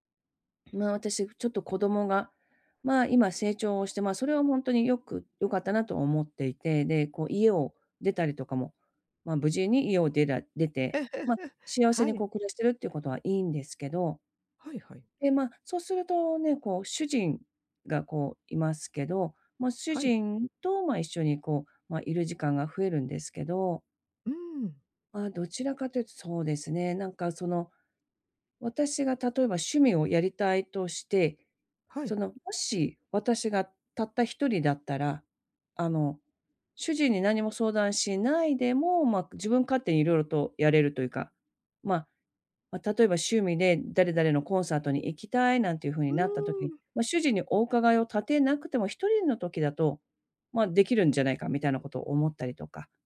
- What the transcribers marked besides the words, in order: chuckle
- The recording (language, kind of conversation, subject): Japanese, advice, 日々の中で小さな喜びを見つける習慣をどうやって身につければよいですか？